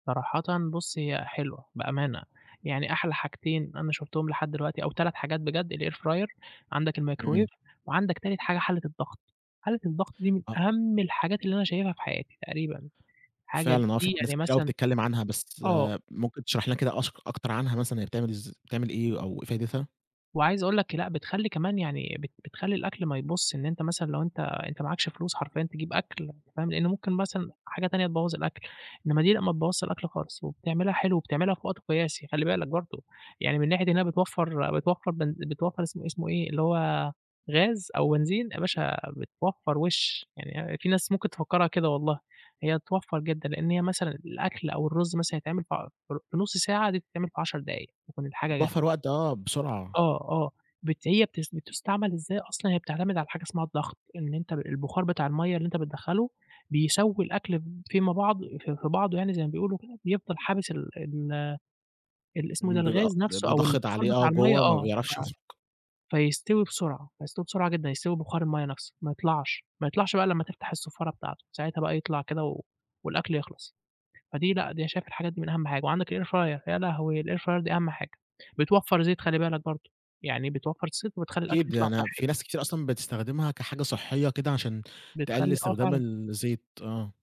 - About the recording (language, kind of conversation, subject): Arabic, podcast, إزاي أطبخ لِمجموعة بميزانية قليلة ويطلع الأكل طعمه حلو؟
- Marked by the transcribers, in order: in English: "الair fryer"; tapping; unintelligible speech; in English: "الair fryer"; in English: "الair fryer"